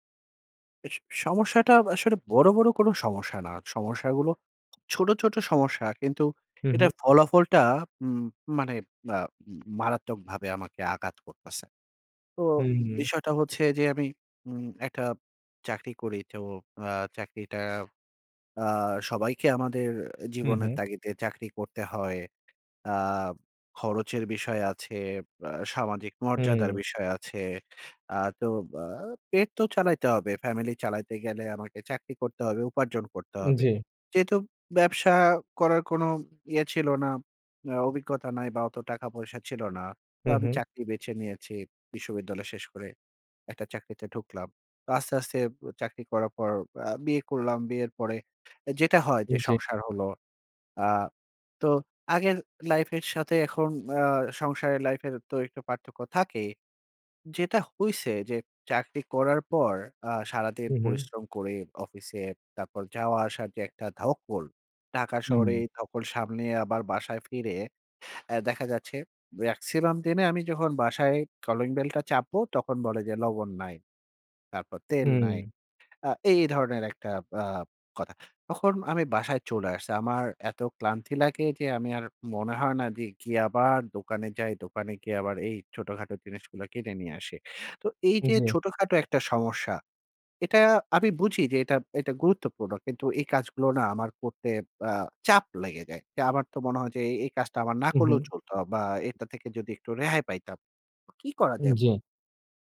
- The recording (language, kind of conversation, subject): Bengali, advice, দৈনন্দিন ছোটখাটো দায়িত্বেও কেন আপনার অতিরিক্ত চাপ অনুভূত হয়?
- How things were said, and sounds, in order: other background noise